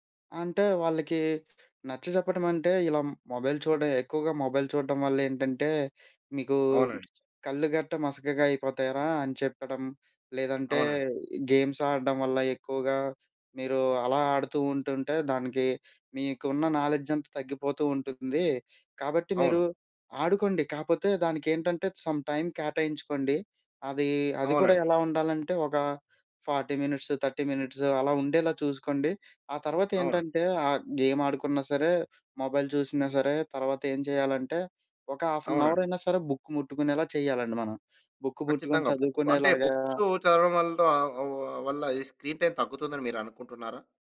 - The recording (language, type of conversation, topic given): Telugu, podcast, పిల్లల స్క్రీన్ టైమ్‌ను ఎలా పరిమితం చేస్తారు?
- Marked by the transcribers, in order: in English: "మొబైల్"; in English: "మొబైల్"; other background noise; in English: "గేమ్స్"; in English: "నాలెడ్జ్"; in English: "సమ్‌టైమ్"; in English: "ఫార్టీ మినిట్స్, థర్టీ మినిట్స్"; in English: "గేమ్"; in English: "మొబైల్"; in English: "హాఫ్ ఎన్ అవర్"; in English: "బుక్"; in English: "బుక్"; in English: "బుక్"; in English: "బుక్స్"; in English: "స్క్రీన్ టైమ్"